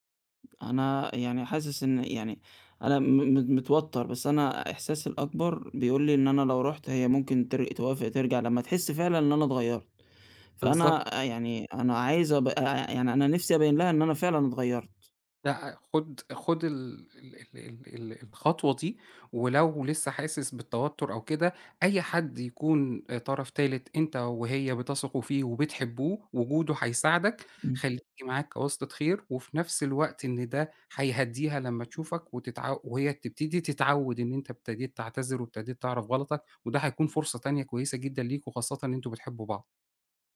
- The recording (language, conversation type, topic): Arabic, advice, إزاي بتتعامل مع إحساس الذنب ولوم النفس بعد الانفصال؟
- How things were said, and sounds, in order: none